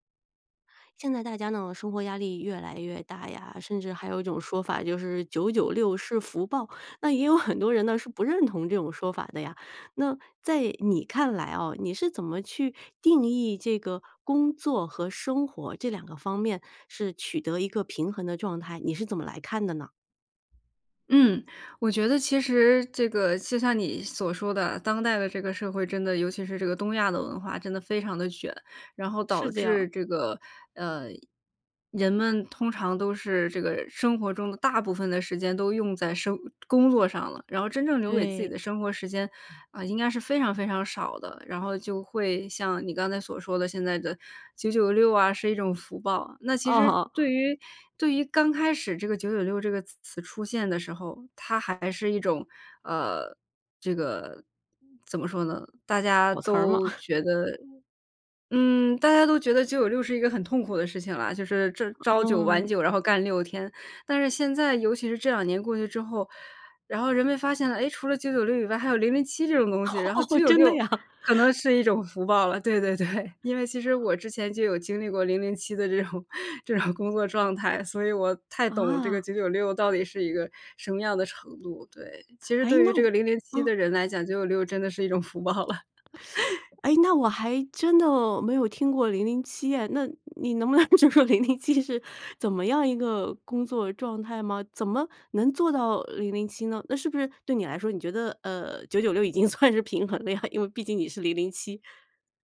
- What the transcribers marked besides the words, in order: tapping; laughing while speaking: "哦"; chuckle; laugh; laughing while speaking: "真的呀？"; laughing while speaking: "对"; laugh; laughing while speaking: "这种 这种工作"; laughing while speaking: "福报了"; teeth sucking; laugh; laughing while speaking: "能就说零零七 是"; laughing while speaking: "算是平衡了呀？"
- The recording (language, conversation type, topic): Chinese, podcast, 你怎么看待工作与生活的平衡？